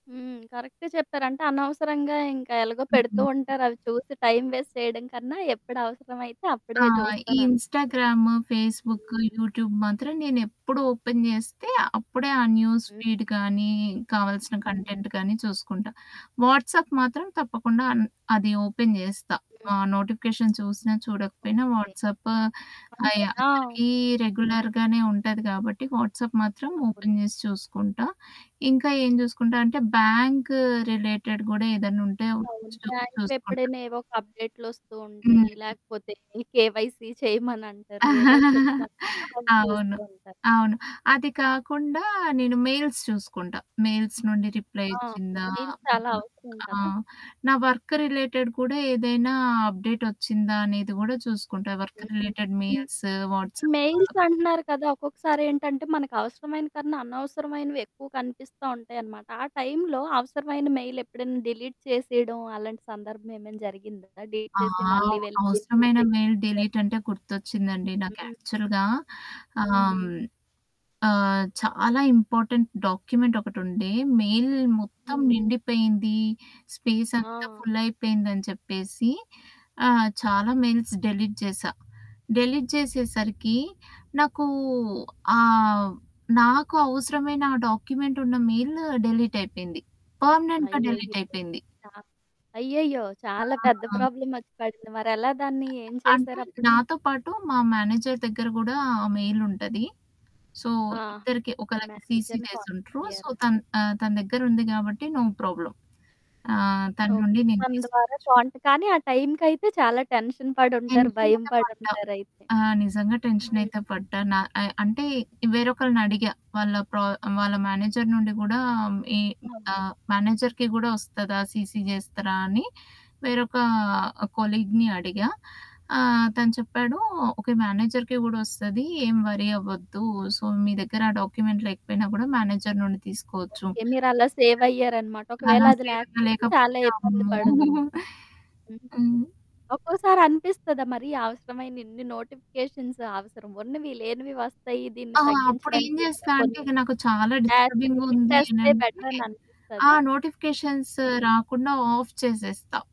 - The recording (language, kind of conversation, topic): Telugu, podcast, నోటిఫికేషన్లు వచ్చినప్పుడు మీరు సాధారణంగా ఎలా స్పందిస్తారు?
- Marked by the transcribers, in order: in English: "టైమ్ వేస్ట్"; static; in English: "ఇన్‌స్టాగ్రామ్, ఫేస్‌బుక్, యూట్యూబ్"; in English: "ఓపెన్"; in English: "న్యూస్‌ఫీడ్"; in English: "కంటెంట్"; in English: "వాట్సాప్"; in English: "ఓపెన్"; in English: "నోటిఫికేషన్"; in English: "వాట్సాప్"; in English: "రెగ్యులర్‌గానే"; in English: "వాట్సాప్"; in English: "ఓపెన్"; in English: "బ్యాంక్ రిలేటెడ్"; in English: "అప్‌డేట్"; in English: "కేవైసీ"; laugh; in English: "మెయిల్స్"; in English: "మెయిల్స్"; in English: "రిప్లై"; in English: "మెయిల్స్"; in English: "వర్క్ రిలేటెడ్"; in English: "అప్‌డేట్"; in English: "వర్క్ రిలేటెడ్ మెయిల్స్, వాట్సాప్"; in English: "మెయిల్స్"; in English: "మెయిల్"; in English: "డిలీట్"; distorted speech; in English: "డిలీట్"; in English: "ఫిజికల్ చెక్"; in English: "మెయిల్ డిలీట్"; in English: "యాక్చువల్‌గా"; in English: "ఇంపార్టెంట్ డాక్యుమెంట్"; in English: "మెయిల్"; in English: "స్పేస్"; in English: "మెయిల్స్ డిలీట్"; in English: "డిలీట్"; in English: "డాక్యుమెంట్"; in English: "మెయిల్ డిలీట్"; in English: "పర్మనెంట్‌గా"; in English: "ప్రాబ్లమ్"; other background noise; in English: "మేనేజర్"; in English: "మెయిల్"; in English: "సో"; in English: "సీసీ"; in English: "మేనేజర్‌ని కాంటాక్ట్"; in English: "సో"; in English: "నో ప్రాబ్లమ్"; in English: "టెన్షన్"; in English: "టెన్షన్"; in English: "టెన్షన్"; in English: "మేనేజర్"; in English: "మేనేజర్‌కి"; in English: "సీసీ"; in English: "కొలీగ్‌ని"; in English: "మేనేజర్‌కి"; in English: "వరీ"; in English: "సో"; in English: "డాక్యుమెంట్"; in English: "సేవ్"; in English: "మేనేజర్"; in English: "సేవింగ్"; chuckle; in English: "నోటిఫికేషన్స్"; in English: "యాప్స్ డిలీట్"; in English: "డిస్టర్బింగ్"; in English: "బెటరని"; in English: "నోటిఫికేషన్స్"; in English: "ఆఫ్"